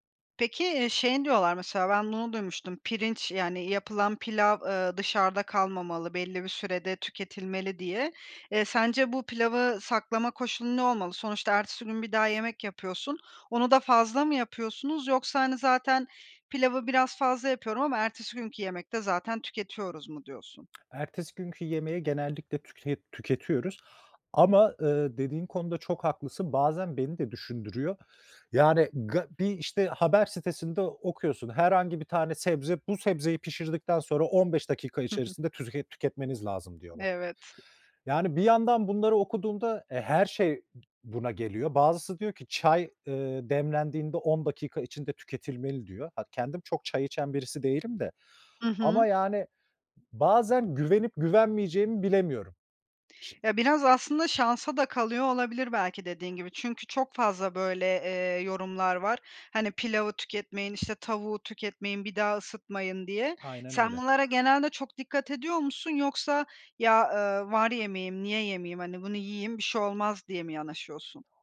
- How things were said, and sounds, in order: tongue click; tapping
- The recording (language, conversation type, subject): Turkish, podcast, Artan yemekleri yaratıcı şekilde değerlendirmek için hangi taktikleri kullanıyorsun?